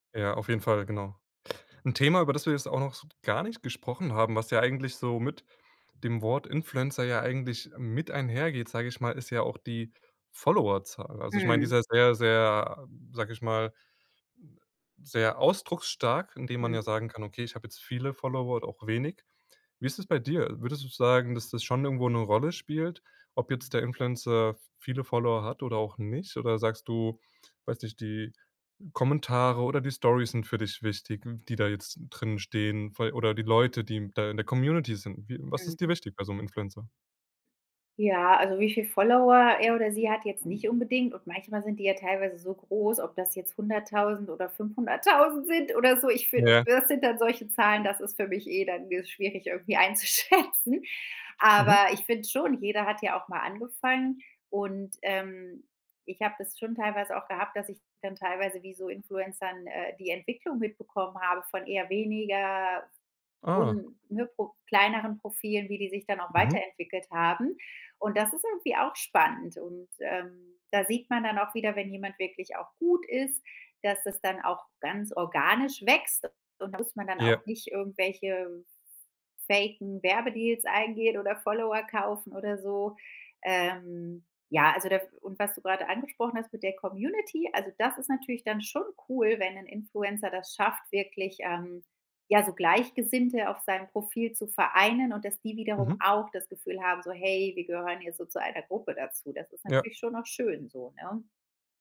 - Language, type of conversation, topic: German, podcast, Was macht für dich eine Influencerin oder einen Influencer glaubwürdig?
- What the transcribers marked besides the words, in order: other background noise; laughing while speaking: "fünfhunderttausend sind"; laughing while speaking: "einzuschätzen"; in English: "faken"